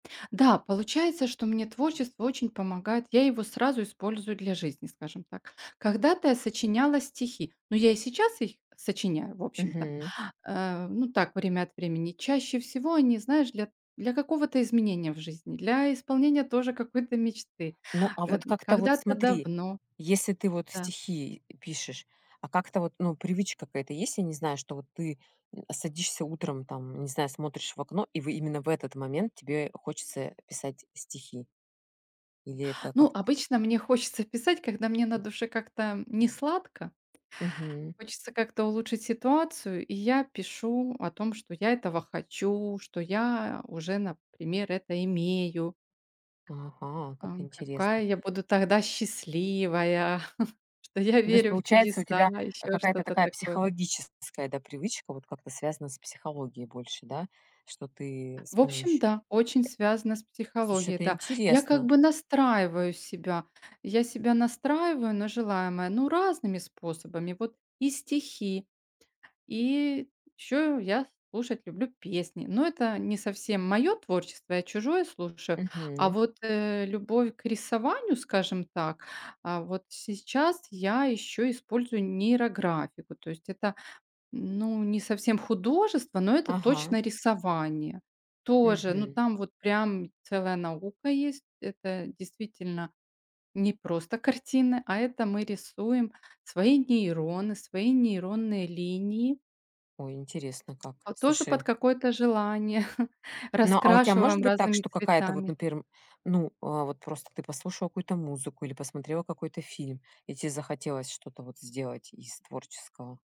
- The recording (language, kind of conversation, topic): Russian, podcast, Какие привычки помогают тебе оставаться творческим?
- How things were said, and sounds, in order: other background noise; tapping; chuckle; chuckle